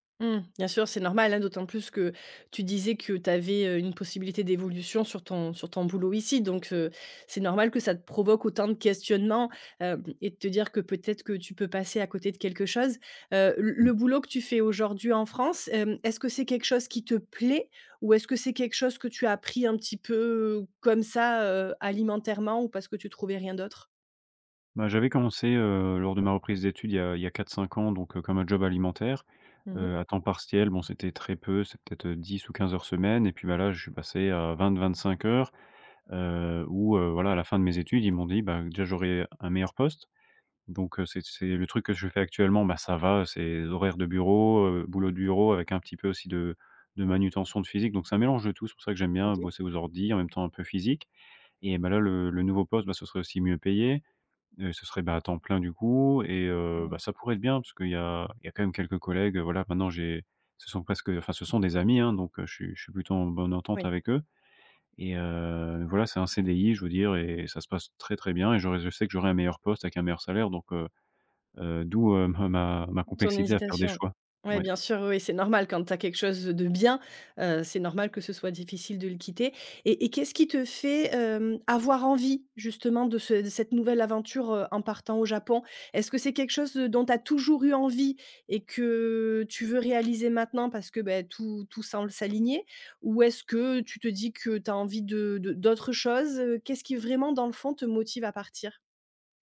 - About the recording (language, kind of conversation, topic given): French, advice, Faut-il quitter un emploi stable pour saisir une nouvelle opportunité incertaine ?
- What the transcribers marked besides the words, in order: stressed: "bien"